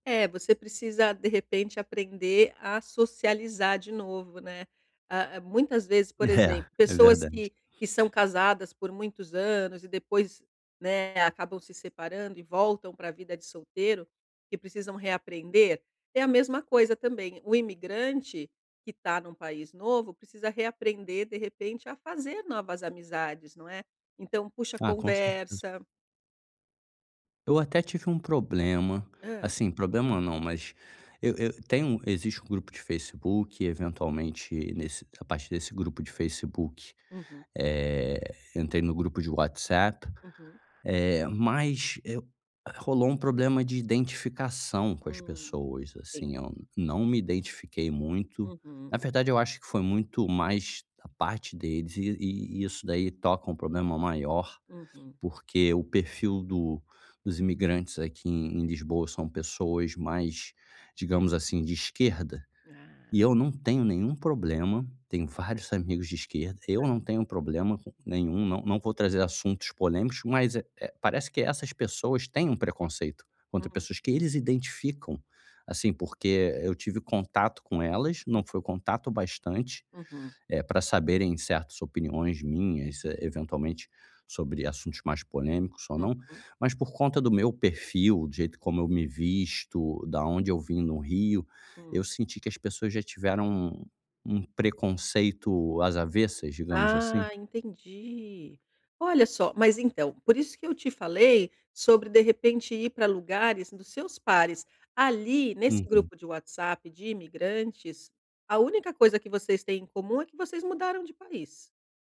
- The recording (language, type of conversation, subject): Portuguese, advice, Como fazer novas amizades com uma rotina muito ocupada?
- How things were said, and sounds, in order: unintelligible speech